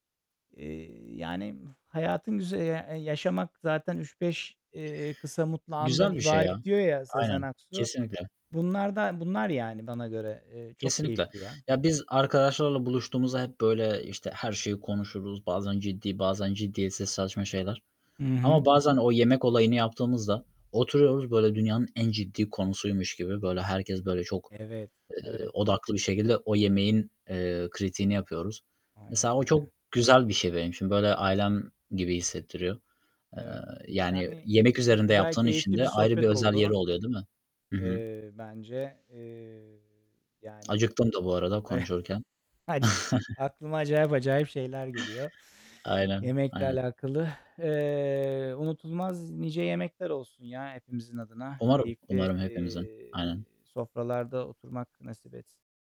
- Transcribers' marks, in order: distorted speech; static; other noise; chuckle; chuckle; inhale; other background noise
- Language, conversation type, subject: Turkish, unstructured, Unutamadığın bir yemek anın var mı?